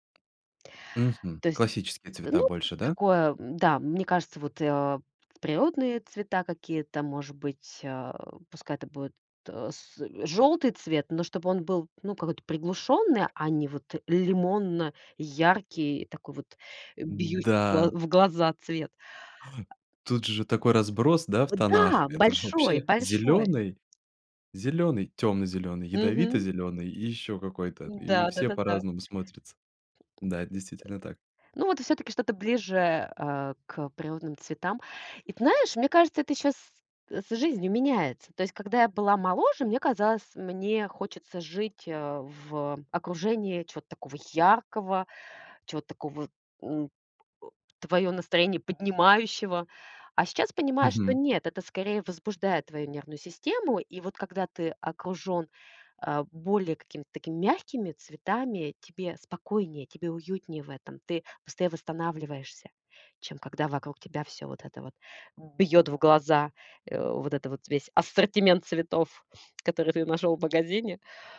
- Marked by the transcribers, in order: tapping
- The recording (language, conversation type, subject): Russian, podcast, Что делает дом по‑настоящему тёплым и приятным?